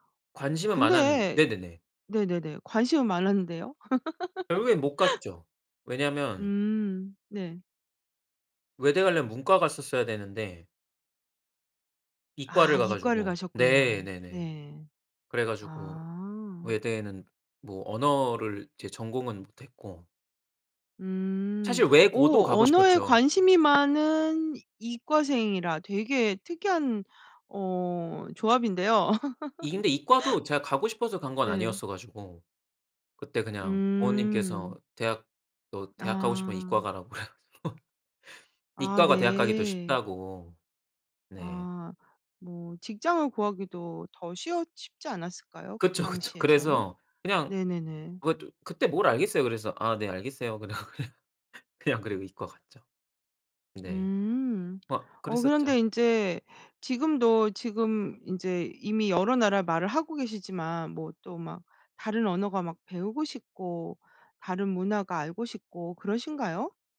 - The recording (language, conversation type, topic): Korean, podcast, 언어가 당신에게 어떤 의미인가요?
- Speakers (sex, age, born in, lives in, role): female, 50-54, South Korea, Italy, host; male, 30-34, South Korea, Hungary, guest
- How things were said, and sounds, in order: laugh; tapping; laugh; other background noise; laughing while speaking: "그래 가지고"; laughing while speaking: "그쵸, 그쵸"; laughing while speaking: "그러고 그냥"